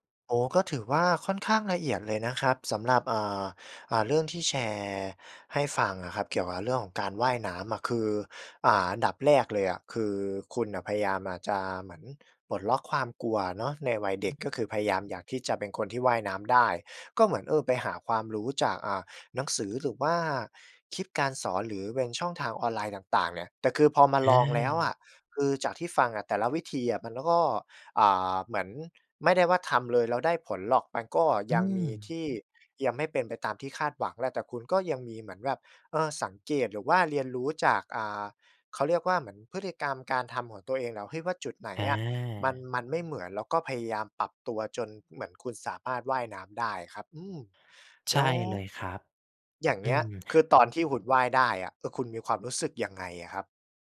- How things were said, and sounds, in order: tapping
- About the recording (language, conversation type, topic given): Thai, podcast, เริ่มเรียนรู้ทักษะใหม่ตอนเป็นผู้ใหญ่ คุณเริ่มต้นอย่างไร?